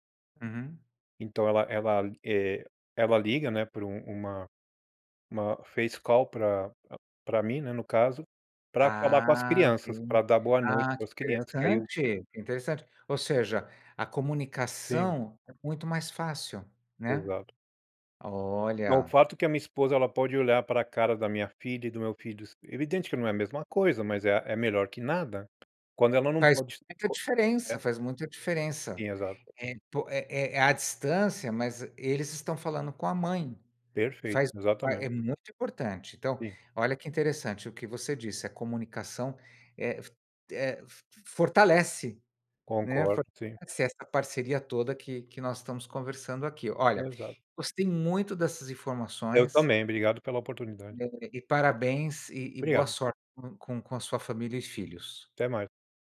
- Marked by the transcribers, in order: tapping; unintelligible speech
- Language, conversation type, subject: Portuguese, podcast, Como seus pais conciliavam o trabalho com o tempo que passavam com você?